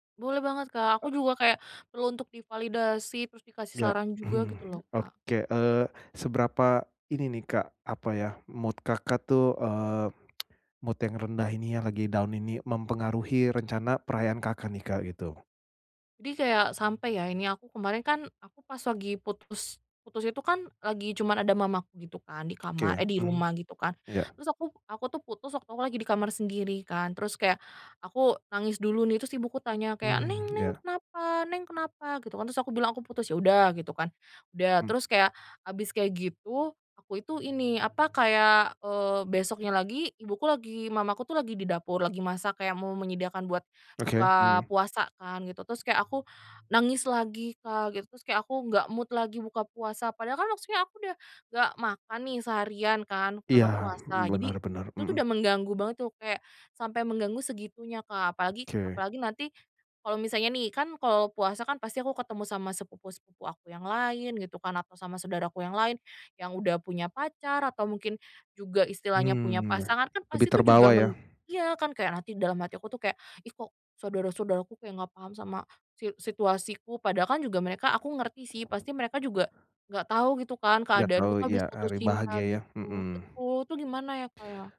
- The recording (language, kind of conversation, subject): Indonesian, advice, Bagaimana cara tetap menikmati perayaan saat suasana hati saya sedang rendah?
- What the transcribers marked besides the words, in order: chuckle; other background noise; in English: "mood"; tsk; in English: "mood"; in English: "down"; tapping; in English: "mood"